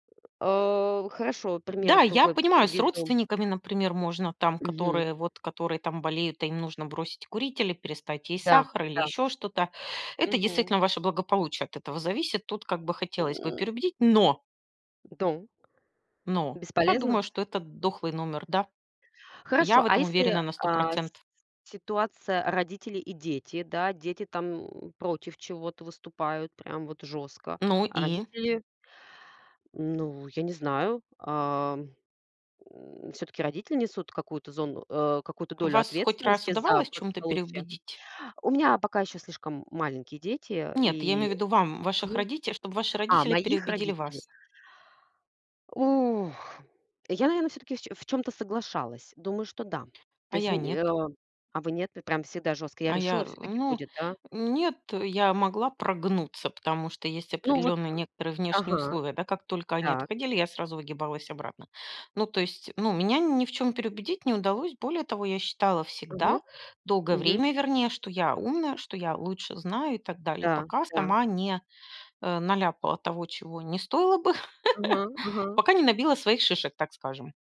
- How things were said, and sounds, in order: other background noise; tapping; stressed: "но"; grunt; laugh
- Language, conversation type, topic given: Russian, unstructured, Как найти общий язык с человеком, который с вами не согласен?